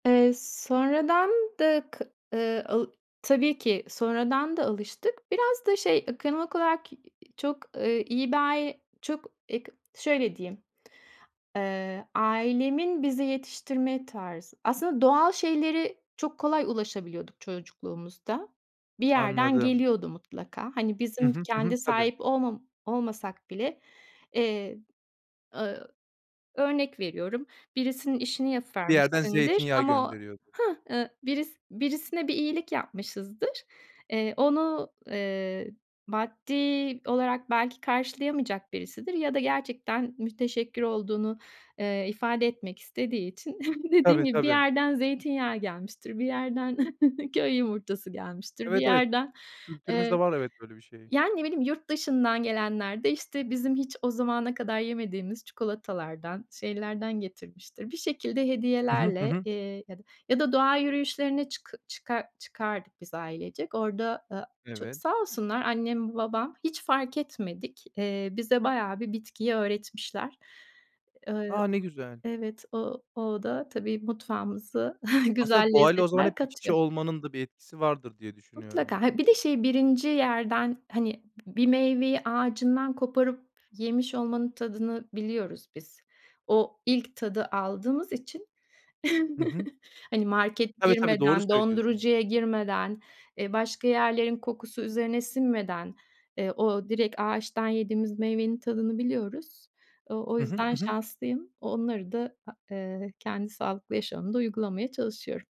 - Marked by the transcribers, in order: other background noise; tapping; chuckle; laughing while speaking: "dediğim gibi"; chuckle; chuckle; chuckle
- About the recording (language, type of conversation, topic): Turkish, podcast, Mutfağında her zaman bulundurduğun olmazsa olmaz malzemeler nelerdir?